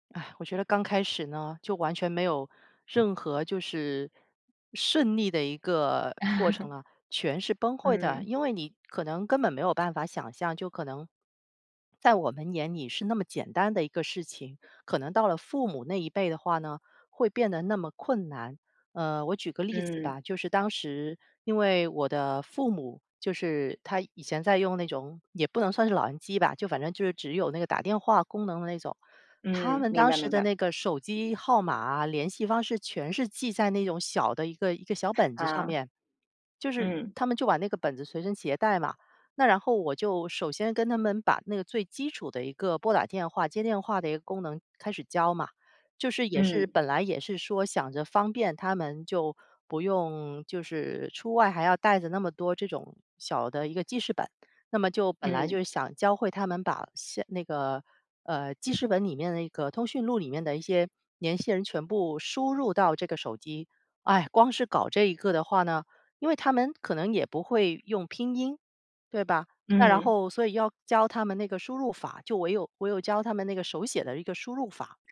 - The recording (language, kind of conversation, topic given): Chinese, podcast, 你会怎么教父母用智能手机，避免麻烦？
- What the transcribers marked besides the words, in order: laugh